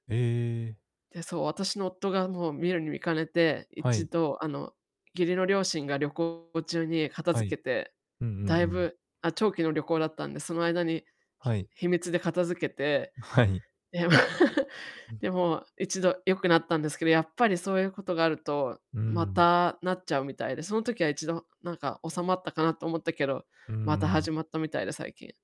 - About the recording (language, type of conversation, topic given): Japanese, advice, ストレス解消のためについ買い物してしまうのですが、無駄遣いを減らすにはどうすればいいですか？
- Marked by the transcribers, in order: distorted speech; chuckle